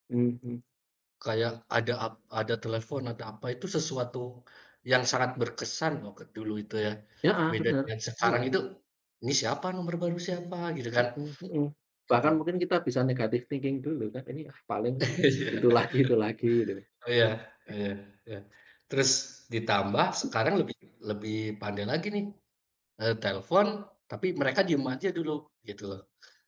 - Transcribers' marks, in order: other background noise; in English: "thinking"; laughing while speaking: "Iya"
- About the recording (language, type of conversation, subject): Indonesian, unstructured, Bagaimana pendapatmu tentang pengawasan pemerintah melalui teknologi?